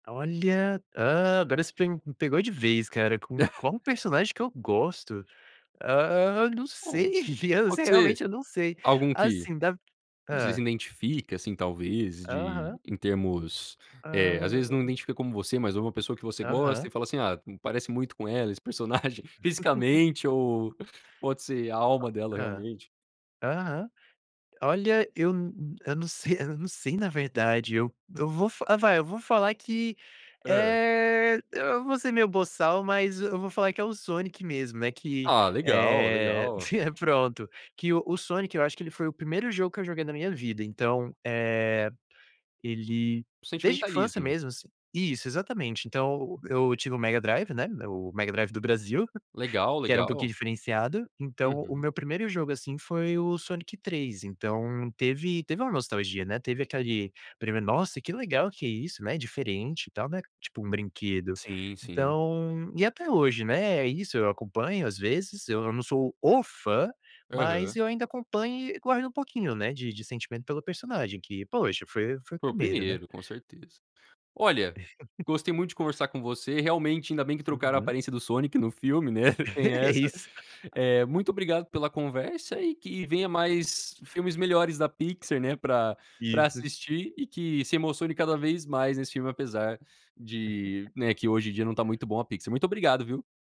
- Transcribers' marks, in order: chuckle; tapping; chuckle; chuckle; other background noise; chuckle; chuckle; stressed: "o"; chuckle; chuckle; laugh; chuckle
- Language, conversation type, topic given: Portuguese, podcast, Qual foi um filme que te marcou quando você era jovem?